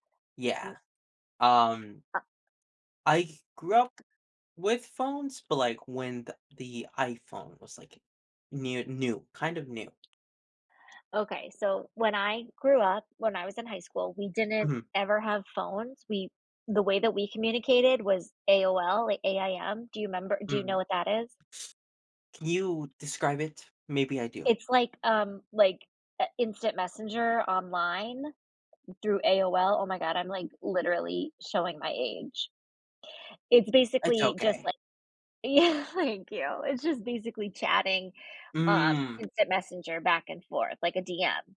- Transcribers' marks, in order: tapping; other noise; laughing while speaking: "Yeah"
- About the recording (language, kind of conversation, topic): English, unstructured, How have inventions shaped the way we live today?